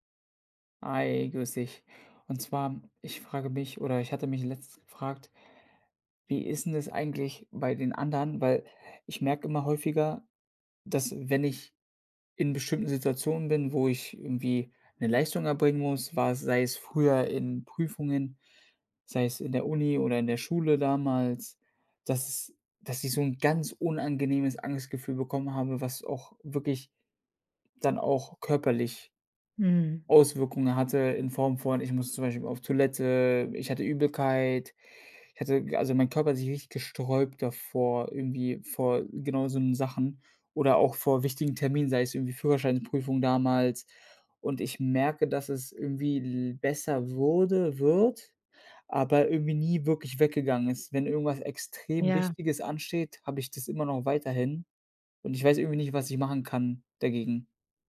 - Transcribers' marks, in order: other background noise
- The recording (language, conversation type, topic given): German, advice, Wie kann ich mit Prüfungs- oder Leistungsangst vor einem wichtigen Termin umgehen?
- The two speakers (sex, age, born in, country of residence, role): female, 30-34, Germany, Germany, advisor; male, 25-29, Germany, Germany, user